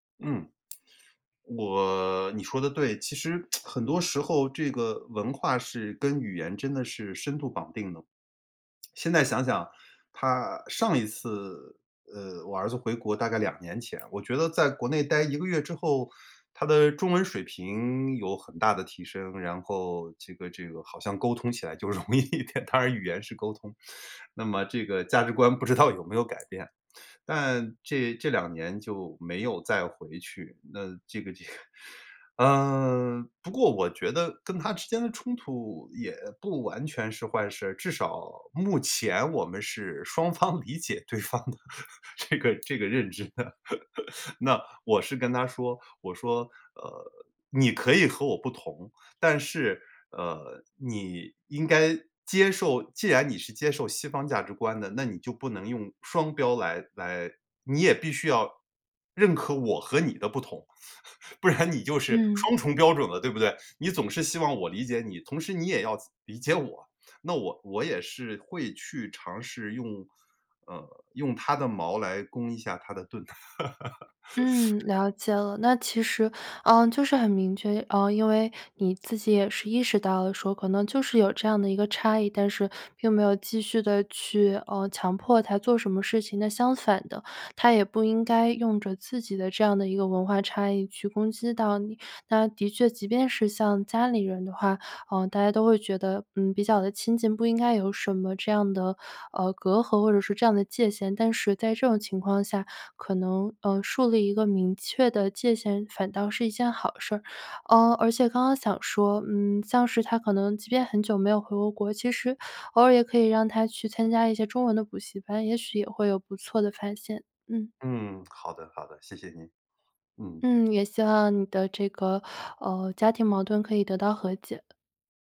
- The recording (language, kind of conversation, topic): Chinese, advice, 我因为与家人的价值观不同而担心被排斥，该怎么办？
- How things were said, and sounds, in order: tapping; lip smack; laughing while speaking: "容易一点"; chuckle; laughing while speaking: "理解对方的 这个 这个认知的"; other background noise; laugh; laugh; laughing while speaking: "不然"; laugh